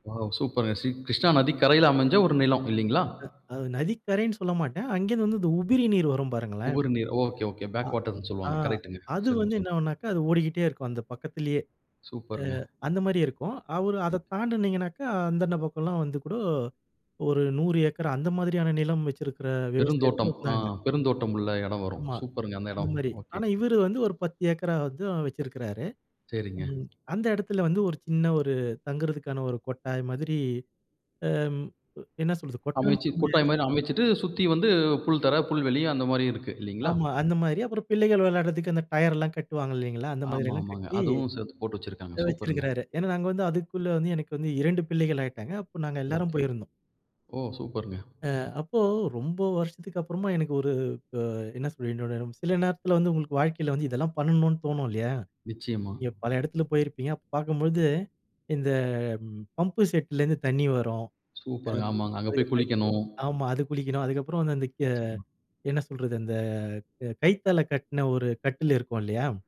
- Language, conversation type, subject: Tamil, podcast, நட்சத்திரங்கள் நிறைந்த ஒரு இரவைப் பற்றி நீங்கள் சொல்ல முடியுமா?
- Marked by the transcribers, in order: other background noise; in English: "பேக் வாட்டர்ன்னு"; unintelligible speech; unintelligible speech; tapping; unintelligible speech